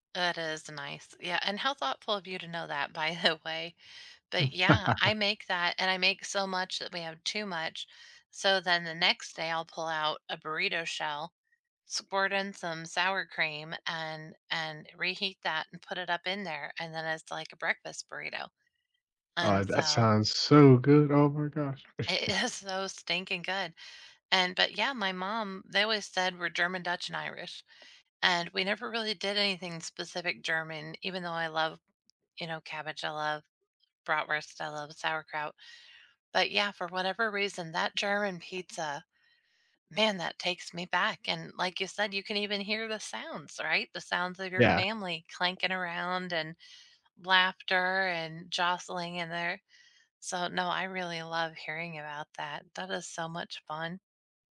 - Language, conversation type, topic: English, unstructured, What meal brings back strong memories for you?
- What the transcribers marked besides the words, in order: laughing while speaking: "the"; chuckle; laughing while speaking: "is"; giggle; other background noise